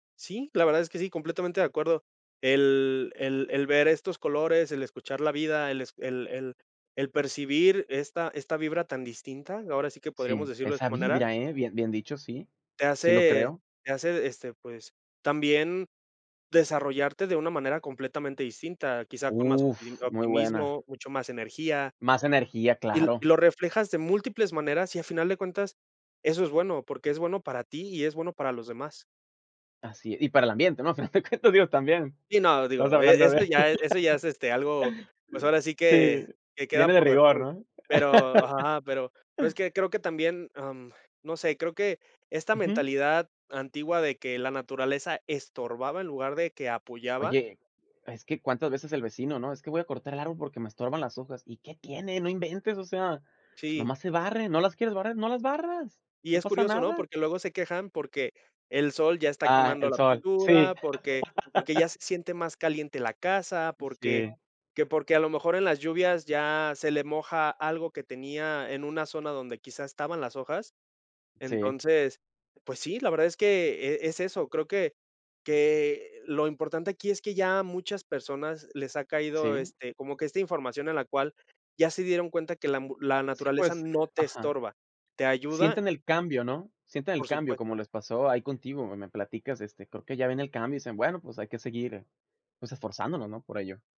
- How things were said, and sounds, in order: chuckle; unintelligible speech; laugh; in English: "default"; laugh; laugh
- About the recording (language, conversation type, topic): Spanish, podcast, ¿Has notado cambios en la naturaleza cerca de casa?